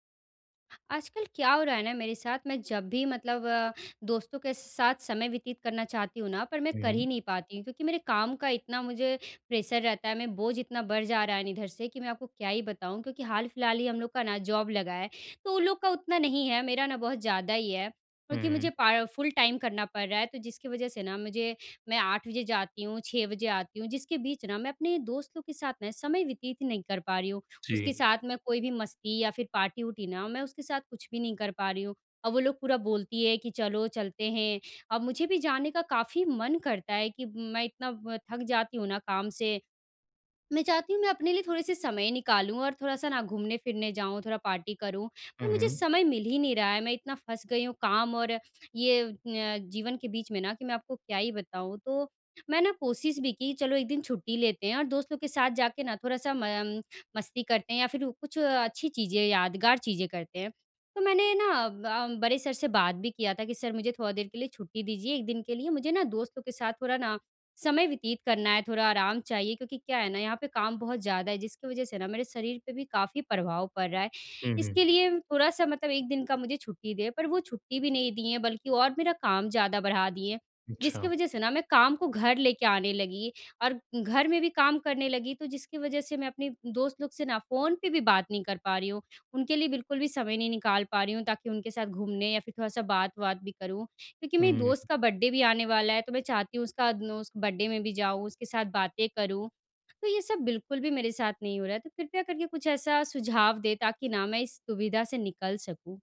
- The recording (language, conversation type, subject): Hindi, advice, काम और सामाजिक जीवन के बीच संतुलन
- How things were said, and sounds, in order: in English: "प्रेशर"; in English: "जॉब"; in English: "फुल टाइम"; in English: "पार्टी-वार्टी"; in English: "बर्थडे"; in English: "बर्थडे"